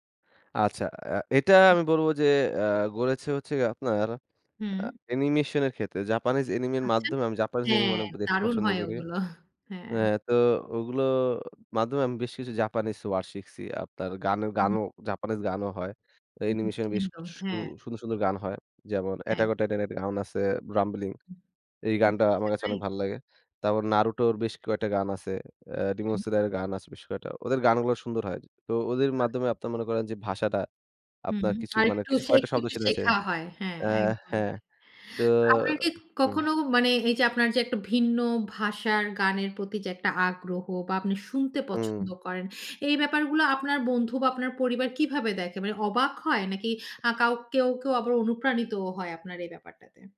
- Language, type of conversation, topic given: Bengali, podcast, কোন ভাষার গান শুনতে শুরু করার পর আপনার গানের স্বাদ বদলে গেছে?
- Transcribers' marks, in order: other background noise; unintelligible speech